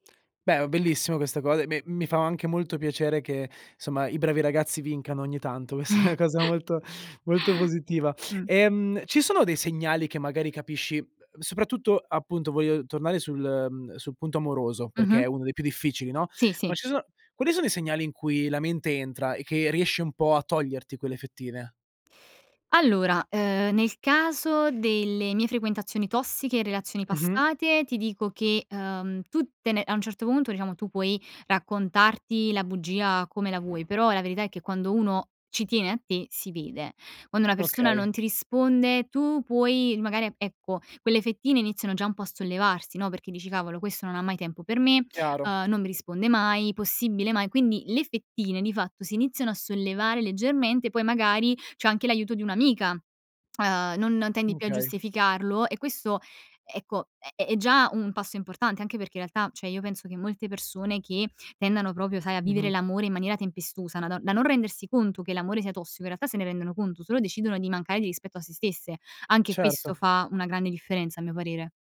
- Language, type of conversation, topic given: Italian, podcast, Quando è giusto seguire il cuore e quando la testa?
- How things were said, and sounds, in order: chuckle; laughing while speaking: "Questa è"; tsk; "cioè" said as "ceh"; "proprio" said as "propio"; tapping